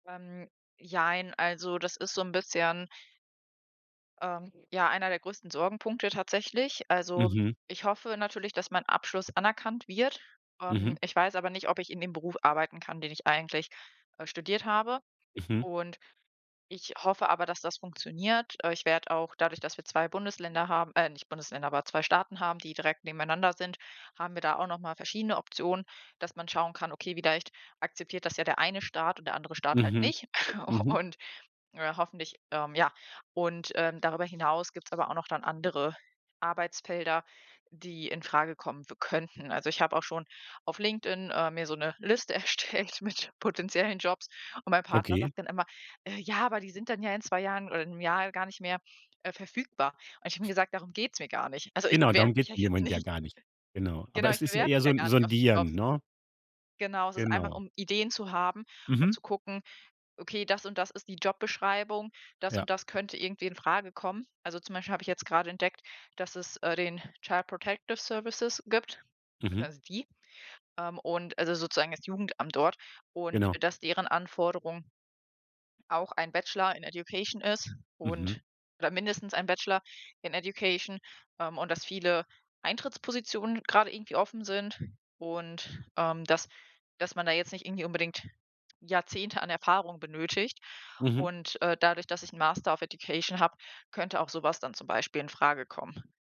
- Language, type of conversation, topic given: German, podcast, Wie hast du die Entscheidung finanziell abgesichert?
- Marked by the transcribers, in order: other background noise; chuckle; laughing while speaking: "Liste erstellt"; laughing while speaking: "ja jetzt nicht"; in English: "Child-Protective-Services"; in English: "Education"; in English: "Education"; in English: "Master of Education"